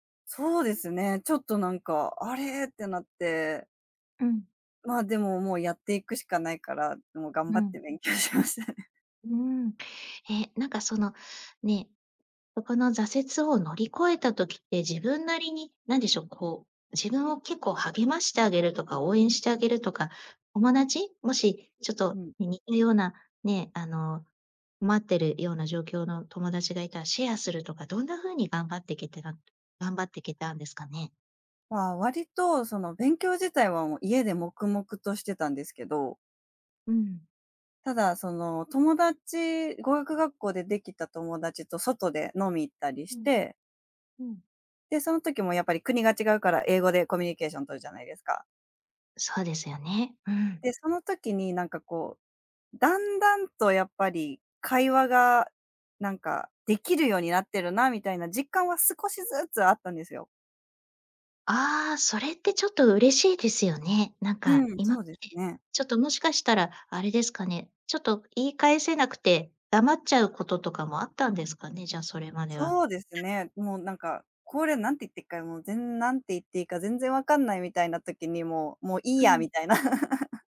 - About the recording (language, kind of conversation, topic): Japanese, podcast, 人生で一番の挑戦は何でしたか？
- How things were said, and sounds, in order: laughing while speaking: "勉強しましたね"; other background noise; unintelligible speech; laugh